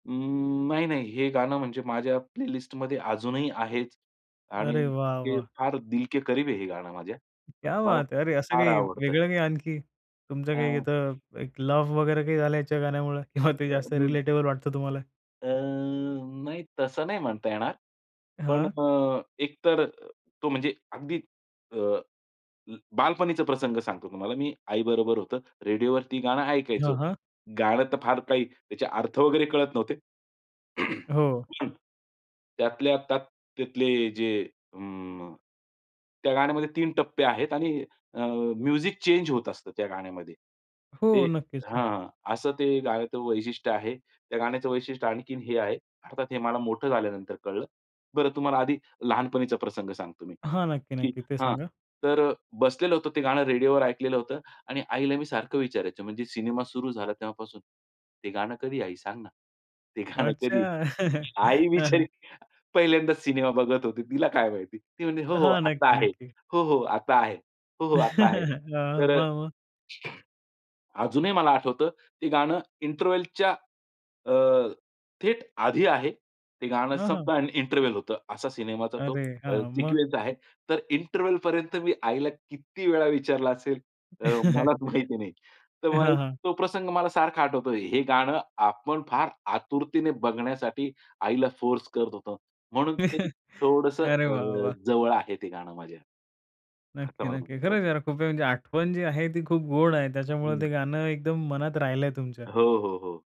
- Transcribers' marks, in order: in English: "प्लेलिस्टमध्ये"; in Hindi: "दिल के करीब"; in Hindi: "क्या बात है!"; tapping; other background noise; laughing while speaking: "किंवा ते"; in English: "रिलेटेबल"; drawn out: "अ"; throat clearing; in English: "म्युझिक चेंज"; laughing while speaking: "ते गाणं कधी"; chuckle; chuckle; laughing while speaking: "हां, मग, मग"; door; in English: "इंटरव्हलच्या"; in English: "इंटरव्हल"; in English: "सिक्वेन्स"; in English: "इंटरव्हेलपर्यंत"; chuckle; chuckle
- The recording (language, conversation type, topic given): Marathi, podcast, जुन्या गाण्यांना तुम्ही पुन्हा पुन्हा का ऐकता?